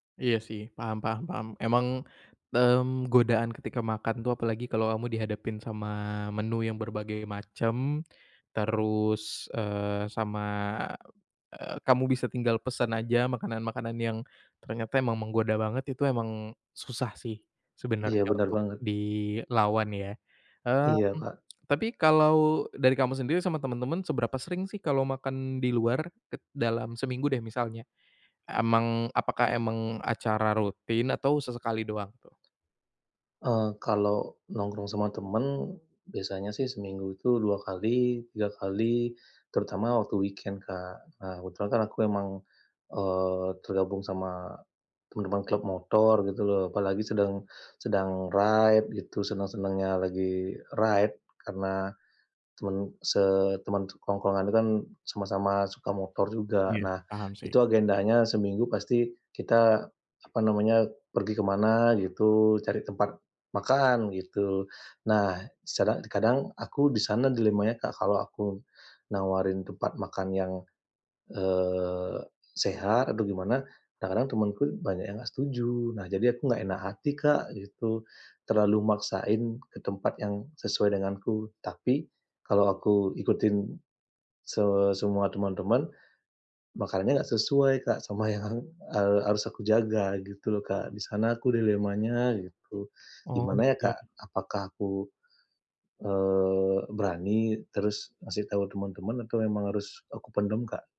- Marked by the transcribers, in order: in English: "weekend"; in English: "ride"; in English: "ride"; laughing while speaking: "yang"
- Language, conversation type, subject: Indonesian, advice, Bagaimana saya bisa tetap menjalani pola makan sehat saat makan di restoran bersama teman?